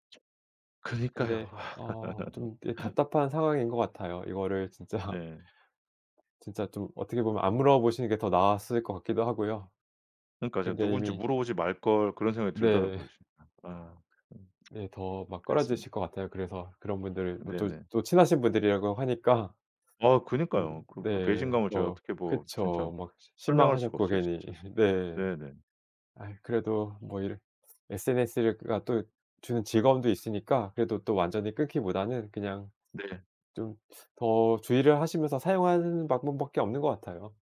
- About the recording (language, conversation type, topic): Korean, advice, SNS에 올리는 모습과 실제 삶의 괴리감 때문에 혼란스러울 때 어떻게 해야 하나요?
- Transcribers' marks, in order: other background noise; laugh; laughing while speaking: "진짜"; tapping; tsk